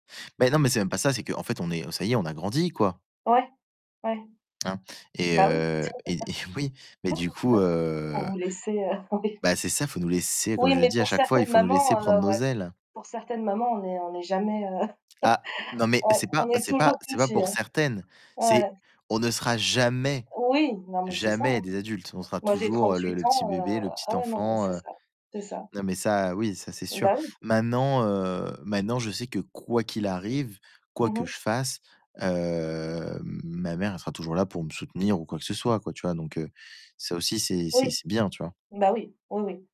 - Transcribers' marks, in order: chuckle; laughing while speaking: "oui"; tapping; chuckle; stressed: "jamais"; drawn out: "hem"
- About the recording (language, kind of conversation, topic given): French, unstructured, En quoi le soutien émotionnel est-il essentiel dans votre parcours vers la réussite ?